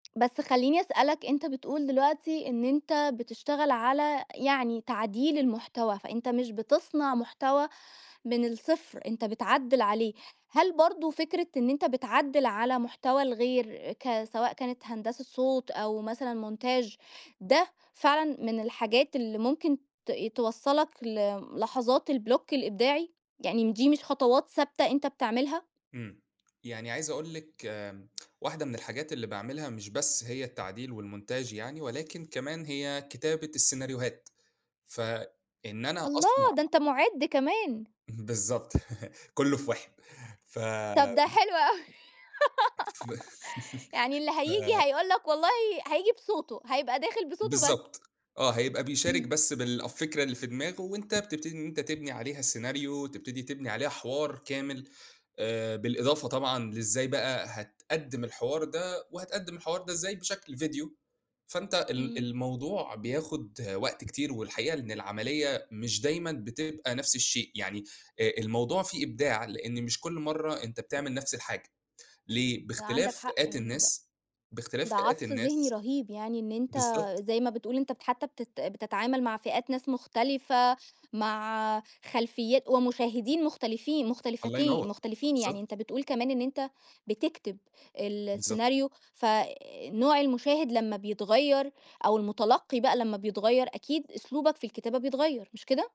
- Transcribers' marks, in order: in French: "montage"; in English: "الblock"; in French: "والmontage"; tapping; laughing while speaking: "بالضبط"; chuckle; giggle; laugh
- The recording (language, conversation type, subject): Arabic, podcast, إزاي بتتعامل مع بلوك الإبداع؟